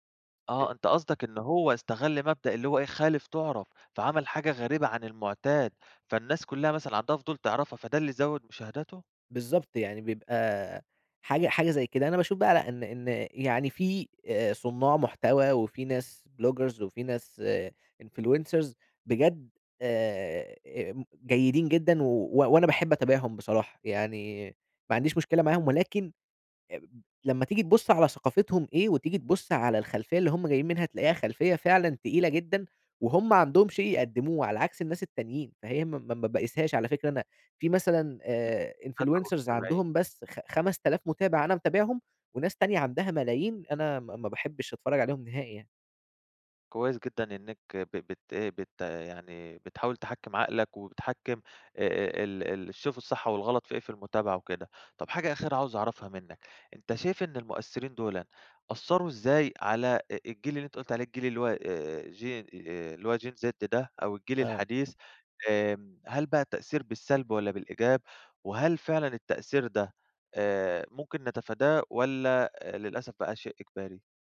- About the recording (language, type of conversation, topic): Arabic, podcast, ازاي السوشيال ميديا بتأثر على أذواقنا؟
- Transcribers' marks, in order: in English: "بلوجرز"; in English: "influencers"; tapping; in English: "influencers"; in English: "Gen"; in English: "Gen Z"